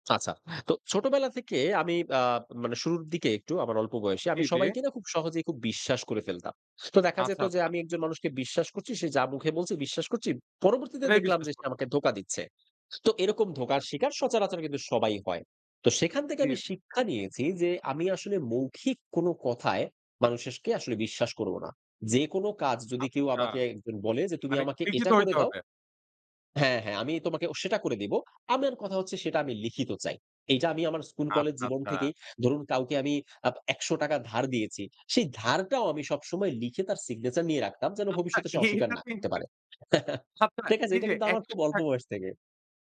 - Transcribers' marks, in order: "মানুষকে" said as "মানুষেসকে"; chuckle; laughing while speaking: "ঠিক আছে? এটা কিন্তু আমার খুব অল্প বয়স থেকে"
- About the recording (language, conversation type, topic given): Bengali, podcast, প্রতিদিনের ছোট ছোট অভ্যাস কি তোমার ভবিষ্যৎ বদলে দিতে পারে বলে তুমি মনে করো?